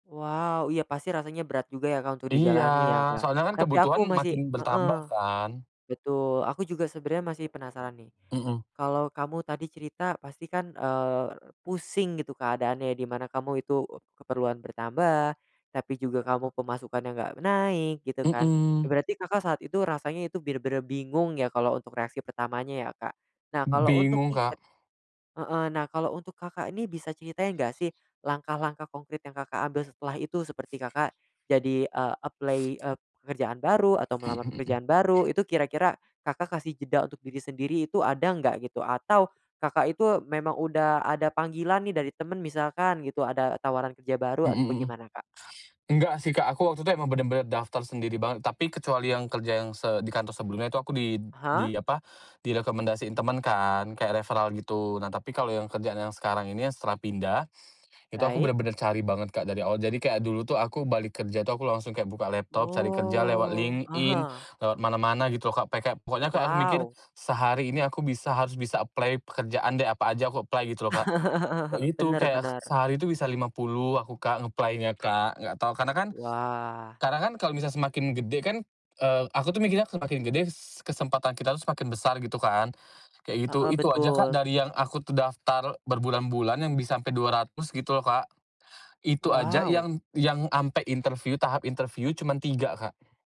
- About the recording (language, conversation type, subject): Indonesian, podcast, Bagaimana kamu menerima kenyataan bahwa keputusan yang kamu ambil ternyata salah?
- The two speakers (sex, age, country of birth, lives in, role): male, 20-24, Indonesia, Indonesia, host; male, 30-34, Indonesia, Indonesia, guest
- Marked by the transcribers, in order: tapping; other background noise; in English: "apply"; in English: "referral"; in English: "apply"; chuckle; in English: "apply"; in English: "ng-apply-nya"